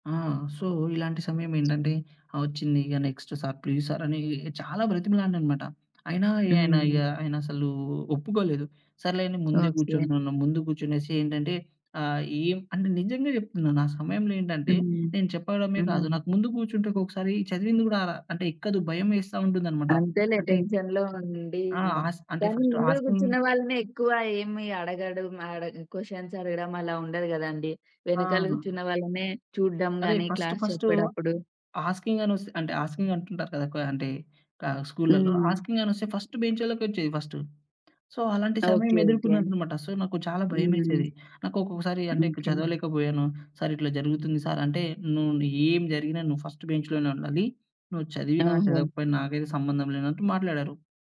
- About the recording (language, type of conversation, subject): Telugu, podcast, పాఠశాలలో ఏ గురువు వల్ల నీలో ప్రత్యేకమైన ఆసక్తి కలిగింది?
- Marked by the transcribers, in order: in English: "సో"; other background noise; in English: "నెక్స్ట్"; in English: "ప్లీజ్"; in English: "టెన్షన్‌లో"; in English: "ఫస్ట్ ఆస్కింగ్"; in English: "క్వెషన్స్"; in English: "క్లాస్"; in English: "ఆస్కింగ్"; in English: "ఆస్కింగ్"; in English: "ఆస్కింగ్"; tapping; in English: "ఫస్ట్"; in English: "ఫస్ట్. సో"; in English: "సో"; in English: "ఫస్ట్ బెంచ్‌లోనే"